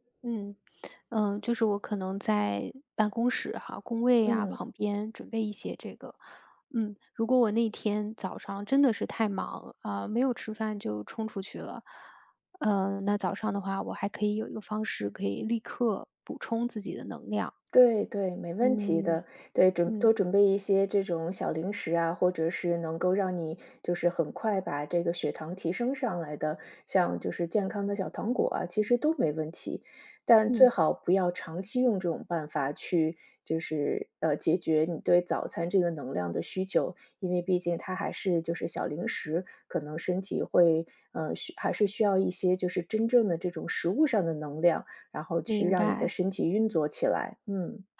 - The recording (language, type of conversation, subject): Chinese, advice, 不吃早餐会让你上午容易饿、注意力不集中吗？
- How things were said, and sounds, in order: none